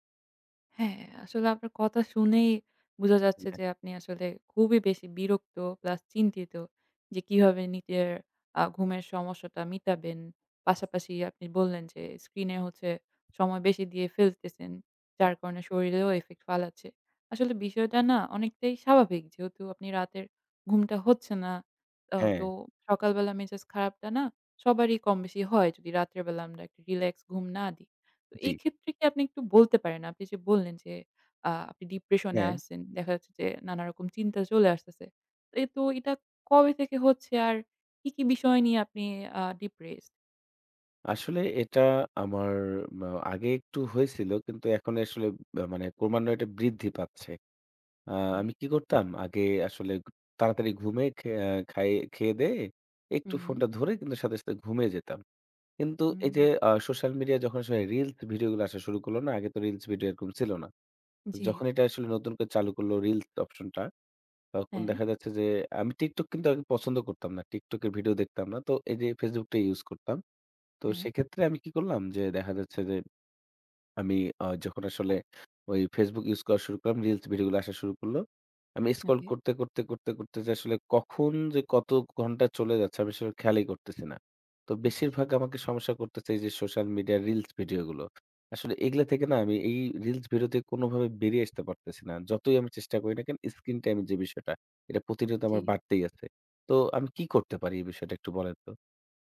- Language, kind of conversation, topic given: Bengali, advice, রাতে স্ক্রিন সময় বেশি থাকলে কি ঘুমের সমস্যা হয়?
- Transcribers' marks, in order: other background noise; tapping